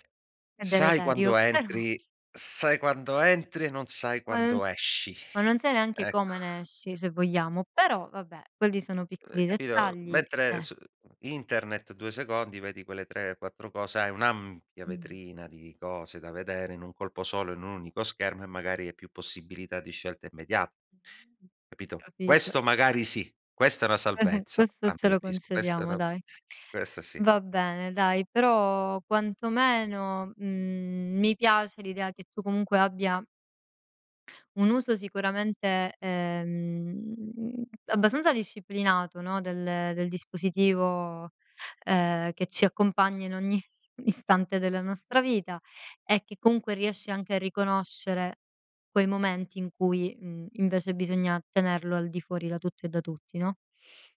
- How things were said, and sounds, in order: other background noise; tapping; "capito" said as "capido"; giggle; other noise; drawn out: "ehm"; laughing while speaking: "ogni"
- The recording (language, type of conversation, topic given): Italian, podcast, Cosa ne pensi dei weekend o delle vacanze senza schermi?